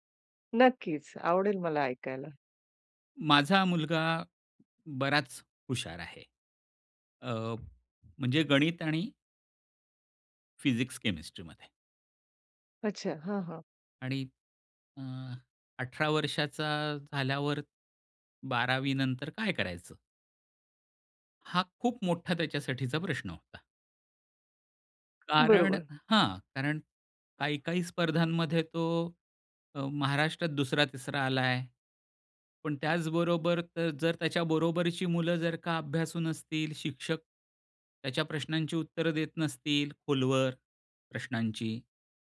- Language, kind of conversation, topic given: Marathi, podcast, पर्याय जास्त असतील तर तुम्ही कसे निवडता?
- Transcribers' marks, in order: none